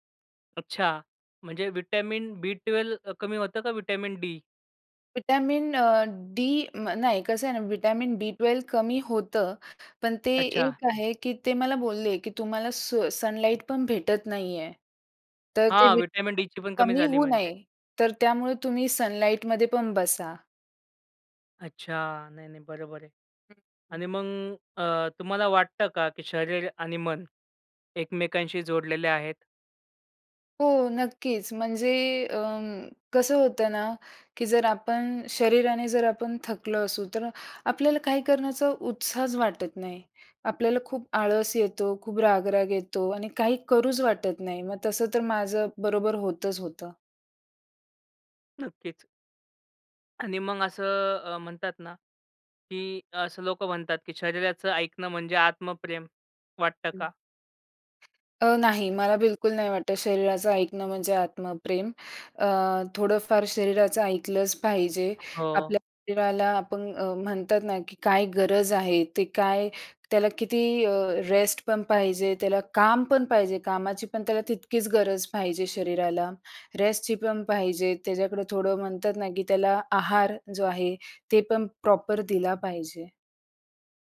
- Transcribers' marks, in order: tapping; in English: "सनलाइट"; other background noise; in English: "सनलाइटमध्ये"; other noise; in English: "रेस्ट"; in English: "रेस्टची"; in English: "प्रॉपर"
- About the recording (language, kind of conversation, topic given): Marathi, podcast, तुमचे शरीर आता थांबायला सांगत आहे असे वाटल्यावर तुम्ही काय करता?